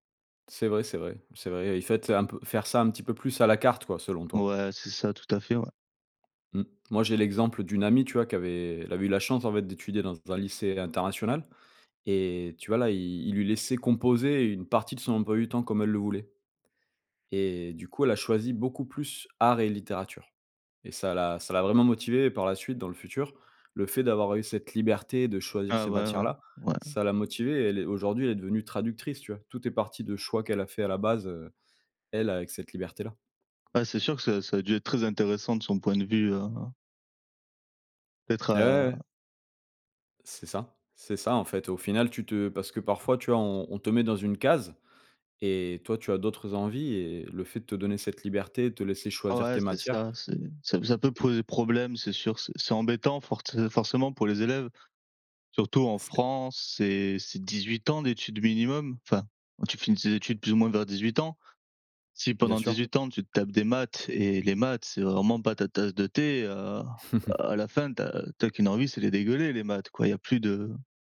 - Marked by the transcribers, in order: other background noise; chuckle
- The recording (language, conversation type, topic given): French, unstructured, Faut-il donner plus de liberté aux élèves dans leurs choix d’études ?